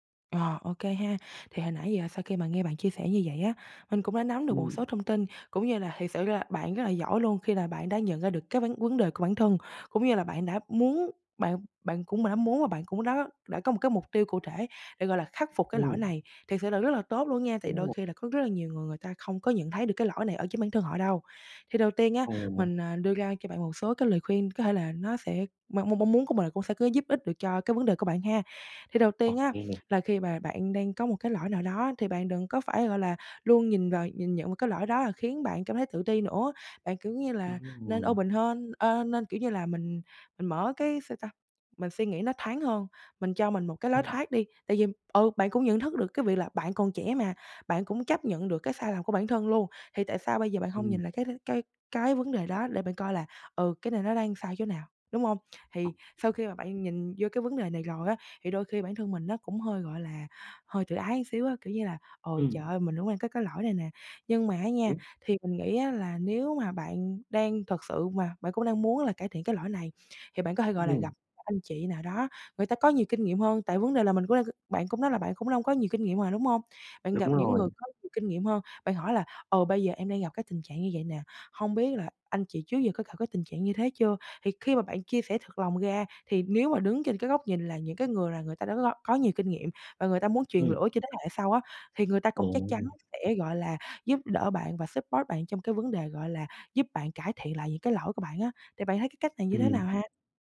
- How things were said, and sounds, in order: tapping; other background noise; in English: "open"; other noise; unintelligible speech; in English: "support"
- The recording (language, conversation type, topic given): Vietnamese, advice, Làm sao tôi có thể học từ những sai lầm trong sự nghiệp để phát triển?